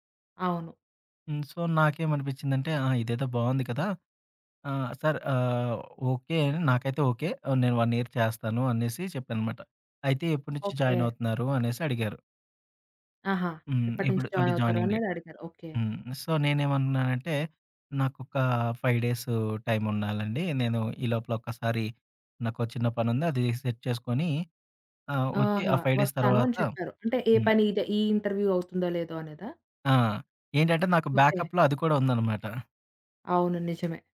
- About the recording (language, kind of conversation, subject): Telugu, podcast, రెండు ఆఫర్లలో ఒకదాన్నే ఎంపిక చేయాల్సి వస్తే ఎలా నిర్ణయం తీసుకుంటారు?
- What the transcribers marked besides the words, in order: in English: "సో"; in English: "వన్ ఇయర్"; other background noise; in English: "జాయినింగ్ డేట్"; in English: "సో"; in English: "ఫైవ్"; in English: "సెట్"; in English: "ఫైవ్ డేస్"; in English: "ఇంటర్వ్యూ"; in English: "బ్యాకప్‌లో"